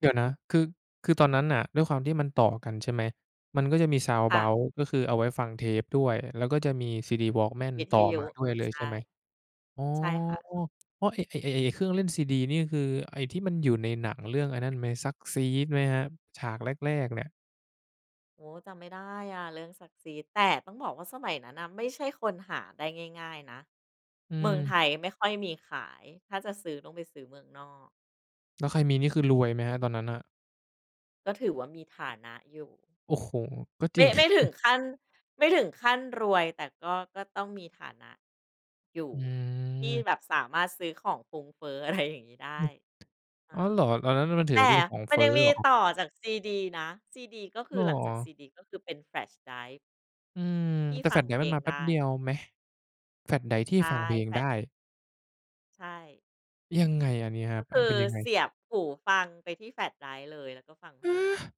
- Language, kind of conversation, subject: Thai, podcast, คุณมีประสบการณ์แลกเทปหรือซีดีสมัยก่อนอย่างไรบ้าง?
- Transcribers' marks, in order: other background noise; chuckle; laughing while speaking: "อะไร"; surprised: "ฮะ ?"